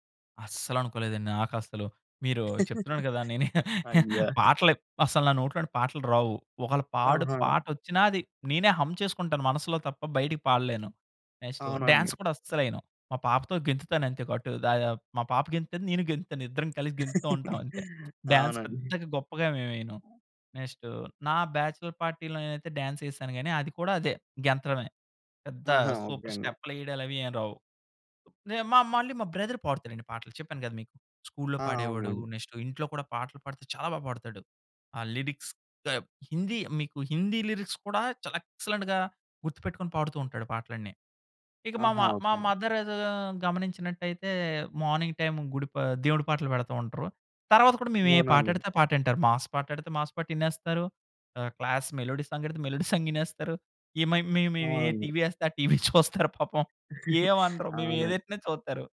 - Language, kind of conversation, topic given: Telugu, podcast, మీ కుటుంబ సంగీత అభిరుచి మీపై ఎలా ప్రభావం చూపింది?
- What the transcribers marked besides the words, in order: chuckle; other background noise; in English: "హంమ్"; in English: "డాన్స్"; chuckle; in English: "డాన్స్"; in English: "నెక్స్ట్"; in English: "బ్యాచలర్ పార్టీ‌లో"; in English: "డాన్స్"; in English: "సూపర్"; in English: "బ్రదర్"; in English: "నెక్స్ట్"; in English: "లిరిక్స్"; in English: "లిరిక్స్"; in English: "ఎక్సలెంట్‌గా"; in English: "మదర్"; in English: "మార్నింగ్ టైమ్"; in English: "క్లాస్ మెలోడీ సాంగ్"; in English: "మెలోడీ సాంగ్"; chuckle; giggle